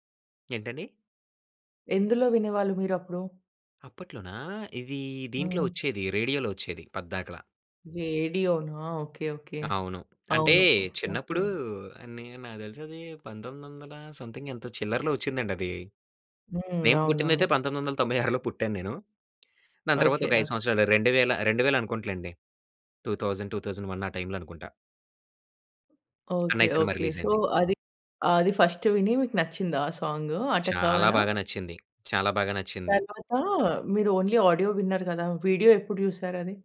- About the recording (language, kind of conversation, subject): Telugu, podcast, మీకు గుర్తున్న మొదటి సంగీత జ్ఞాపకం ఏది, అది మీపై ఎలా ప్రభావం చూపింది?
- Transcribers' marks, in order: tapping; in English: "సంథింగ్"; giggle; in English: "టూ తౌసండ్ టూ తౌసండ్ వన్"; in English: "రిలీజ్"; in English: "సో"; in English: "ఫస్ట్"; in English: "ఓన్లీ ఆడియో"; in English: "వీడియో"